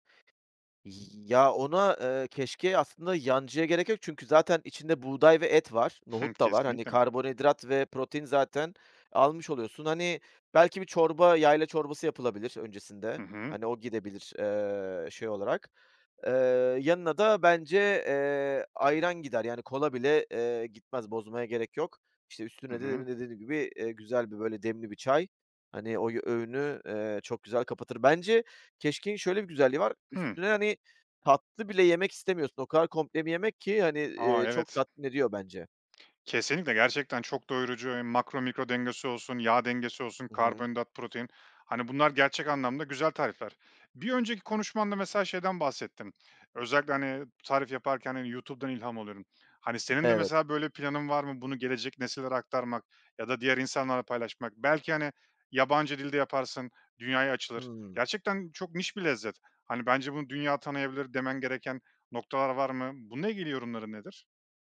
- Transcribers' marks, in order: chuckle; other background noise; tapping
- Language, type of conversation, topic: Turkish, podcast, Ailenin aktardığı bir yemek tarifi var mı?